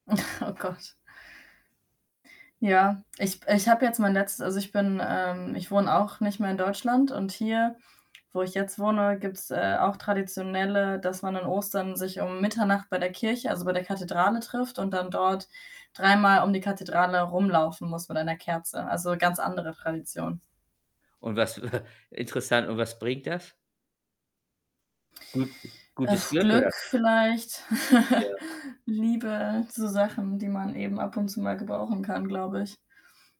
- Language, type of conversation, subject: German, unstructured, Wie feierst du traditionelle Feste am liebsten?
- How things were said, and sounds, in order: chuckle; other background noise; static; chuckle; other noise; distorted speech; laugh